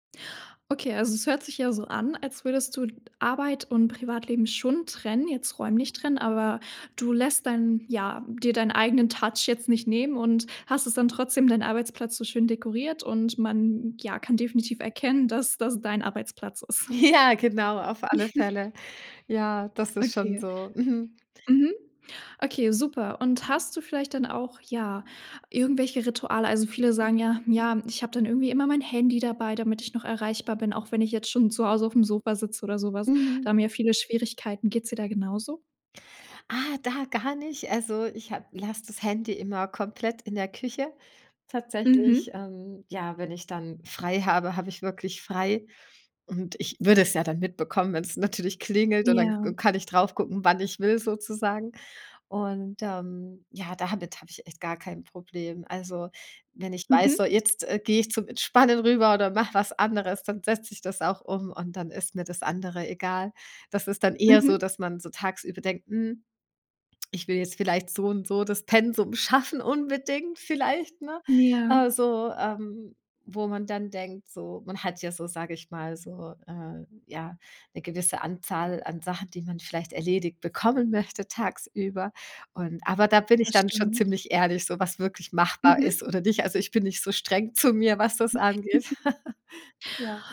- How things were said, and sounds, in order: in English: "Touch"; laughing while speaking: "ist"; laughing while speaking: "Ja"; chuckle; joyful: "schaffen unbedingt vielleicht"; joyful: "streng zu mir"; chuckle; laugh
- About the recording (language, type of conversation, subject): German, podcast, Wie trennst du Arbeit und Privatleben, wenn du zu Hause arbeitest?